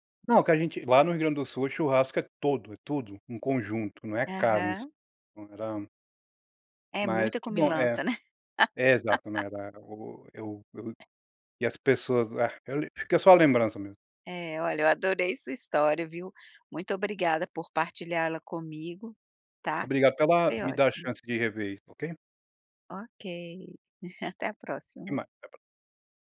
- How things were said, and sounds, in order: tapping; laugh; chuckle
- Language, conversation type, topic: Portuguese, podcast, Qual era um ritual à mesa na sua infância?